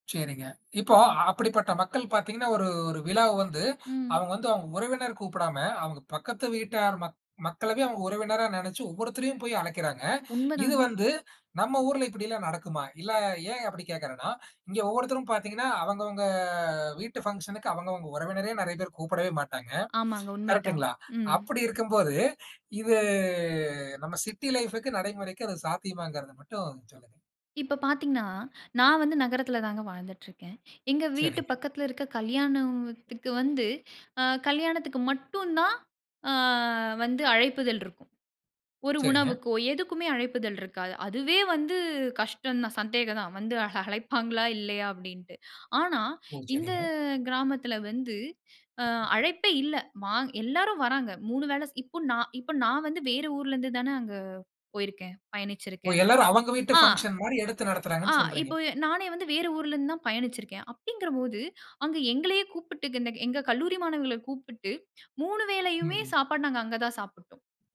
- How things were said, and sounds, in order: in English: "ஃபங்ஷனுக்கு"; drawn out: "இது"; in English: "லைஃப்க்கு"; laughing while speaking: "அழைப்பாங்களா?"; other noise; in English: "ஃபங்ஷன்"
- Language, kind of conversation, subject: Tamil, podcast, மொழி தடையிருந்தாலும் உங்களுடன் நெருக்கமாக இணைந்த ஒருவரைப் பற்றி பேசலாமா?